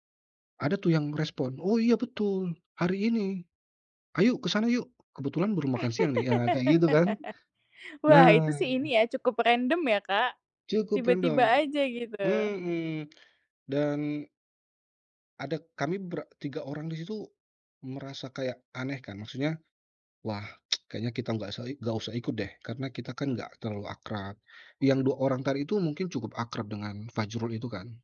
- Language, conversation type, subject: Indonesian, podcast, Langkah kecil apa yang bisa membuat seseorang merasa lebih terhubung?
- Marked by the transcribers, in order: laugh; tsk